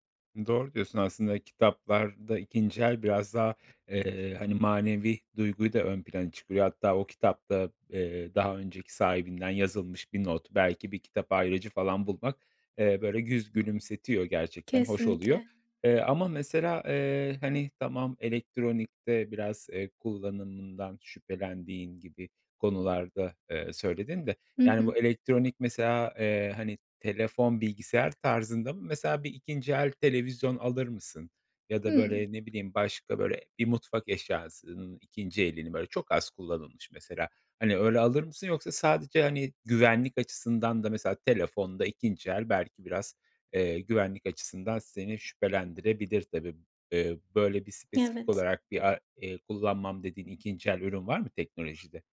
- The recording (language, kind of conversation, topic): Turkish, podcast, İkinci el alışveriş hakkında ne düşünüyorsun?
- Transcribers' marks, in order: tapping; other background noise